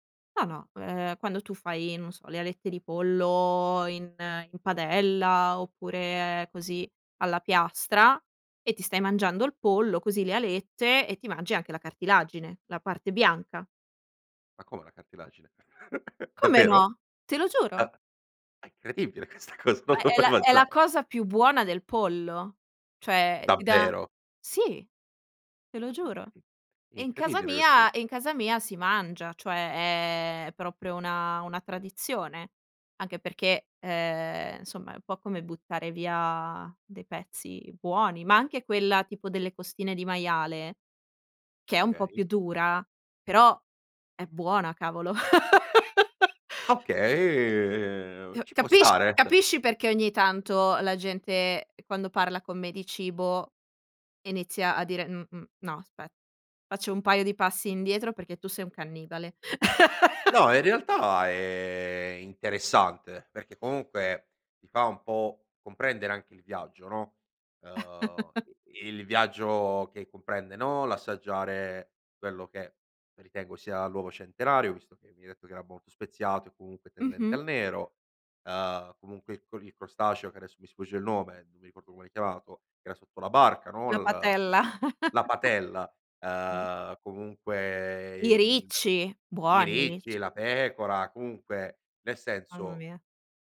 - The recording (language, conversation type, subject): Italian, podcast, Qual è un piatto che ti ha fatto cambiare gusti?
- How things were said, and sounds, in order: chuckle; laughing while speaking: "questa cosa, non lo puoi mangiare"; laugh; "cioè" said as "ceh"; chuckle; chuckle; chuckle